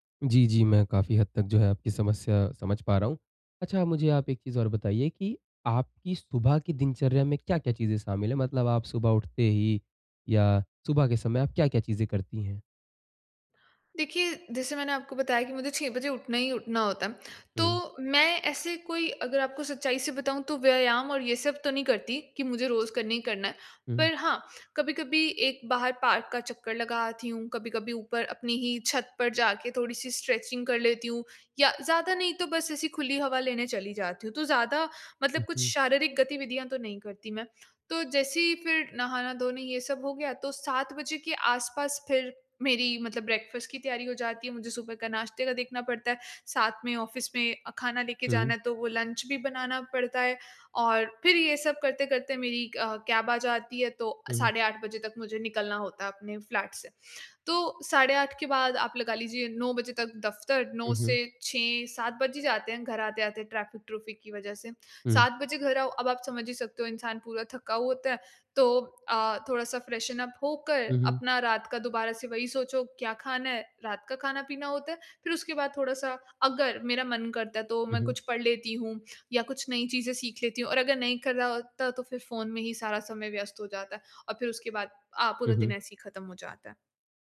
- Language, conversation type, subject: Hindi, advice, दिन भर ऊर्जावान रहने के लिए कौन-सी आदतें अपनानी चाहिए?
- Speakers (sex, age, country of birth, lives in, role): female, 25-29, India, India, user; male, 20-24, India, India, advisor
- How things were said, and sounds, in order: in English: "स्ट्रेचिंग"; in English: "ब्रेकफास्ट"; in English: "ऑफिस"; in English: "लंच"; in English: "क कैब"; in English: "फ्लैट"; in English: "फ्रेशन उप"